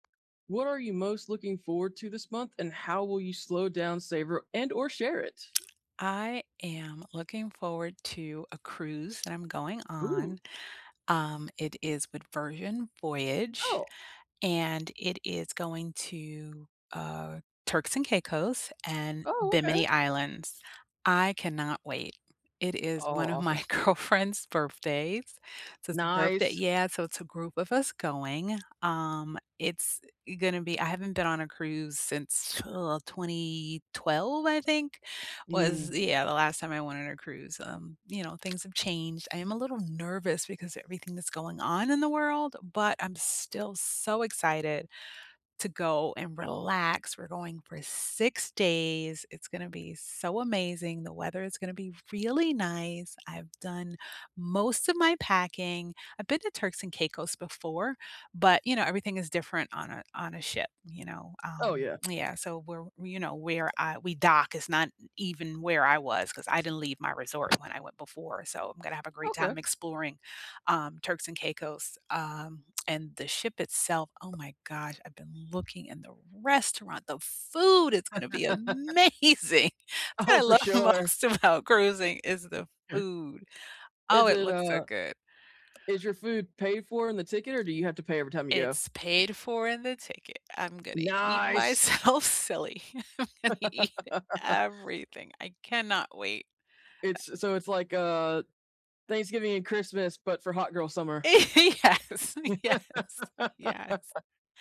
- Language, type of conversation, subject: English, unstructured, What are you most looking forward to this month, and how will you slow down, savor, and share it?
- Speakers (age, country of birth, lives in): 30-34, United States, United States; 50-54, United States, United States
- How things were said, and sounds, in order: tapping; laughing while speaking: "girlfriend's"; other background noise; stressed: "relax"; stressed: "dock"; stressed: "restaurant"; stressed: "food"; laugh; laughing while speaking: "amazing. That's what I love most about"; stressed: "amazing"; laughing while speaking: "Oh, for sure"; chuckle; drawn out: "Nice!"; laughing while speaking: "myself silly. I'm gonna eat"; laugh; laughing while speaking: "Yes, yes, yes"; laugh